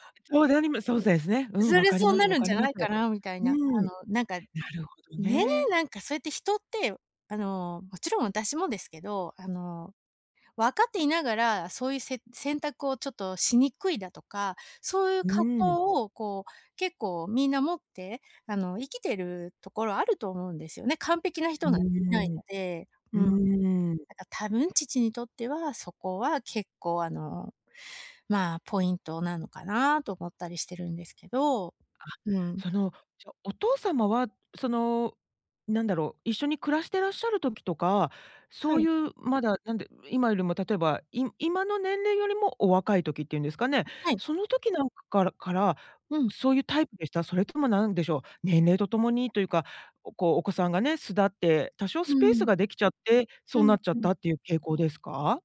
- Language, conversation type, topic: Japanese, advice, 自宅で落ち着けないとき、どうすればもっとくつろげますか？
- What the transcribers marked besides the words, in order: other noise; tapping